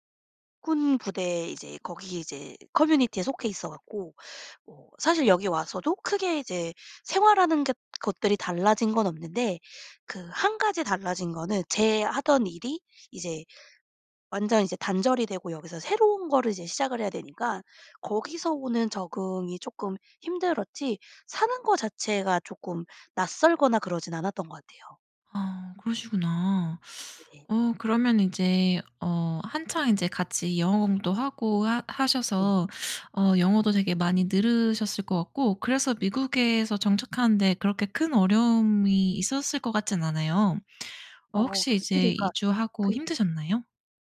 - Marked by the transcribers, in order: none
- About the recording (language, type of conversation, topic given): Korean, podcast, 어떤 만남이 인생을 완전히 바꿨나요?